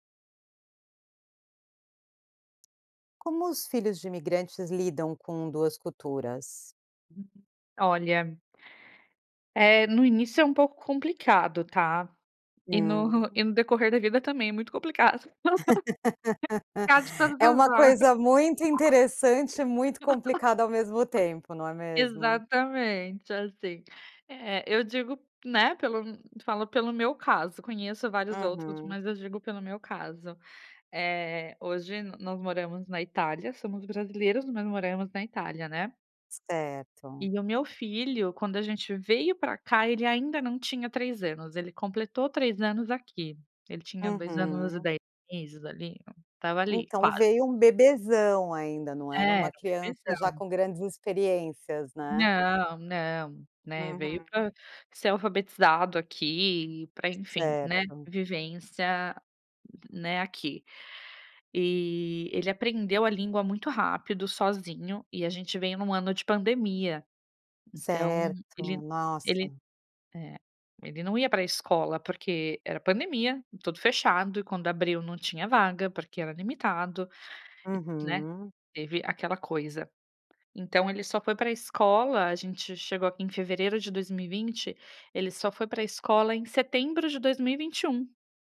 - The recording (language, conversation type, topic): Portuguese, podcast, Como os filhos de migrantes lidam com o desafio de viver entre duas culturas?
- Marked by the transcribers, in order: tapping; other background noise; laugh; laugh; laugh